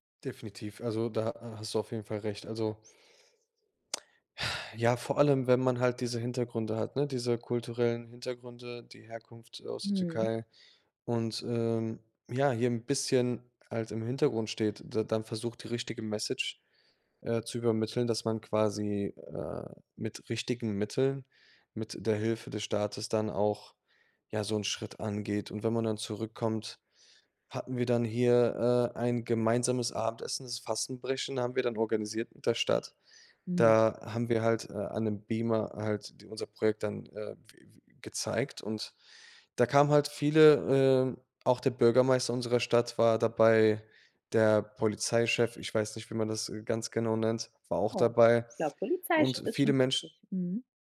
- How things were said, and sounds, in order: tsk; exhale; in English: "Message"
- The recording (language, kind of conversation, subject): German, podcast, Wie schaffen Gemeinschaften Platz für unterschiedliche Kulturen?